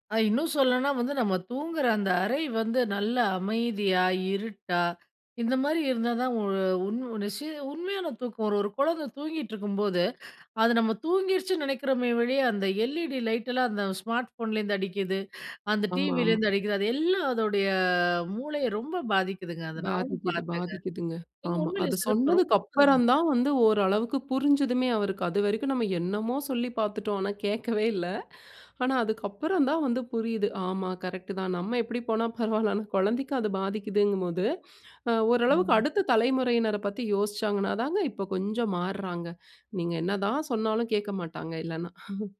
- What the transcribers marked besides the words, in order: unintelligible speech; laughing while speaking: "ஆனா கேட்கவே இல்ல"; unintelligible speech; other background noise; chuckle
- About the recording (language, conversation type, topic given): Tamil, podcast, தொலைபேசி பயன்பாடும் சமூக வலைதளப் பயன்பாடும் மனஅழுத்தத்தை அதிகரிக்கிறதா, அதை நீங்கள் எப்படி கையாள்கிறீர்கள்?